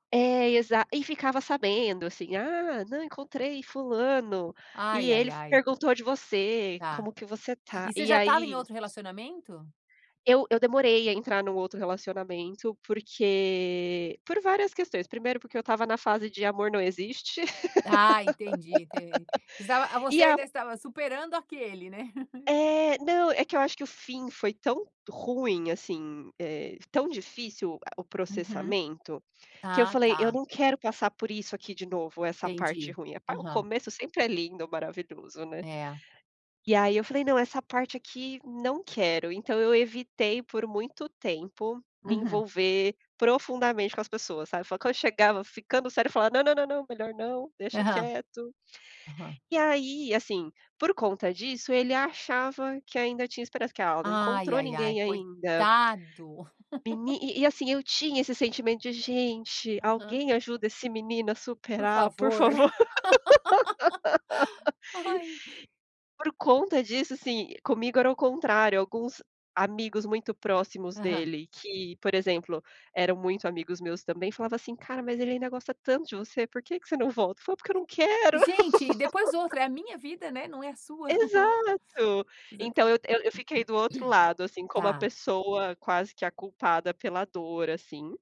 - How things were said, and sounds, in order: laugh; laugh; laugh; laugh; laugh; laugh; throat clearing
- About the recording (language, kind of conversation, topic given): Portuguese, unstructured, É justo cobrar alguém para “parar de sofrer” logo?